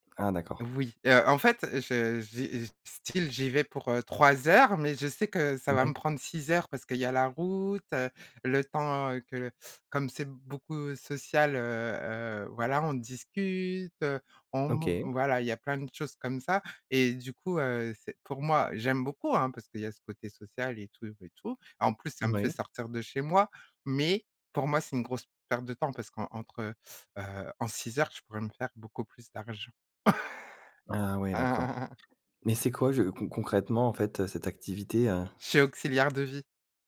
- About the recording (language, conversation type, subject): French, podcast, Comment créer de nouvelles habitudes sans vous surcharger, concrètement ?
- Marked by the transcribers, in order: other background noise; laugh; tapping